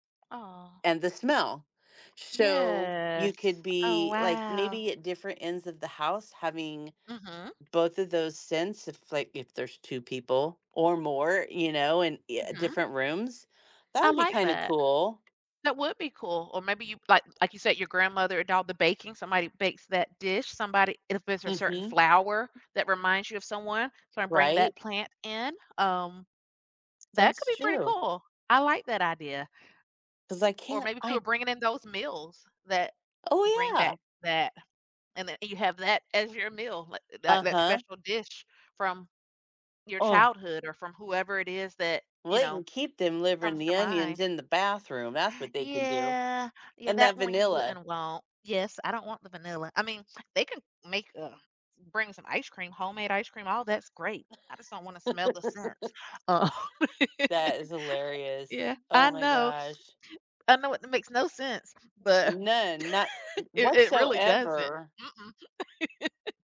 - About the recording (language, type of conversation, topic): English, unstructured, How do familiar scents in your home shape your memories and emotions?
- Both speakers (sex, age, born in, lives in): female, 45-49, United States, United States; female, 55-59, United States, United States
- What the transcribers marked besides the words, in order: background speech; drawn out: "Yes"; other background noise; tapping; drawn out: "Yeah"; laugh; laugh; laugh